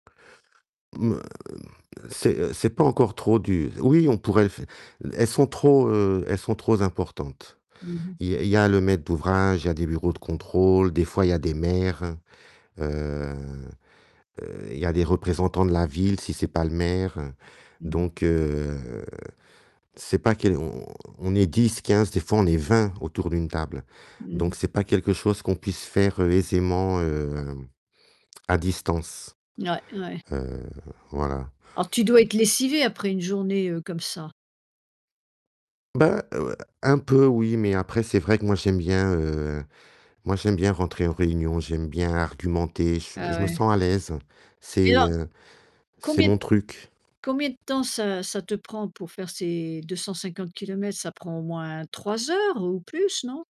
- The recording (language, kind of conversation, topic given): French, podcast, Quel est ton rituel du dimanche à la maison ?
- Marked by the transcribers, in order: other noise; distorted speech; drawn out: "heu"; static; other background noise